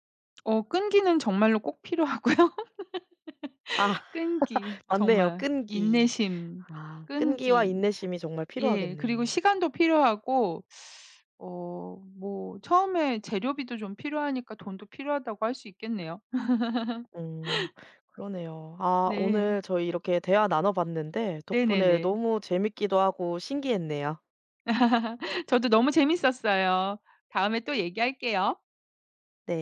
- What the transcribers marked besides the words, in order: other background noise; laughing while speaking: "필요하고요"; laugh; tapping; teeth sucking; laugh; laugh
- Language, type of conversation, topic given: Korean, podcast, 창작 루틴은 보통 어떻게 짜시는 편인가요?